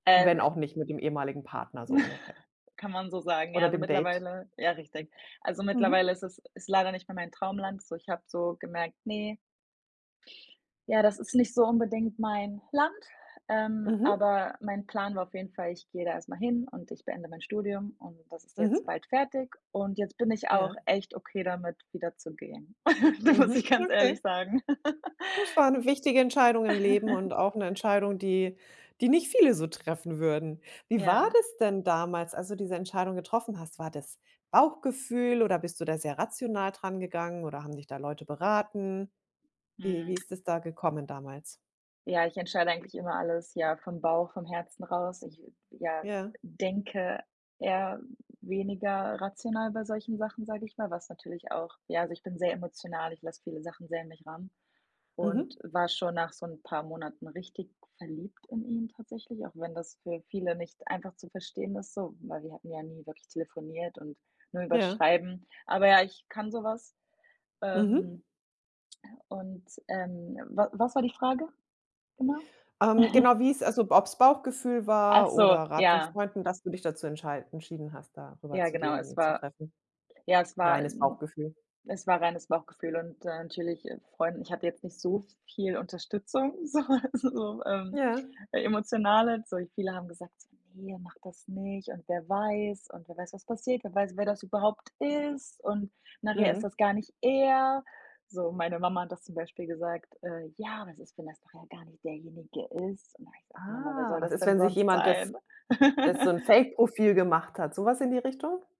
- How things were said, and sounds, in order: chuckle; chuckle; laugh; chuckle; other background noise; other noise; chuckle; laughing while speaking: "so, also, so"; chuckle
- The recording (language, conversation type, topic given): German, podcast, Welche Entscheidung war ein echter Wendepunkt für dich?